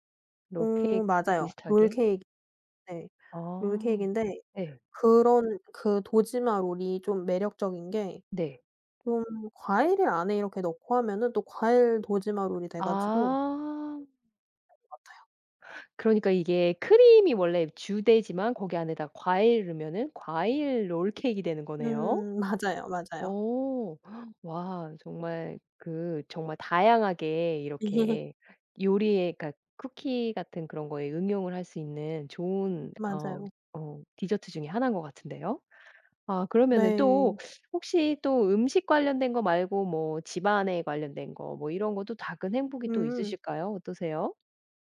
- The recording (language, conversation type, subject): Korean, podcast, 집에서 느끼는 작은 행복은 어떤 건가요?
- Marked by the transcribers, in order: other background noise; unintelligible speech; laughing while speaking: "맞아요"; laugh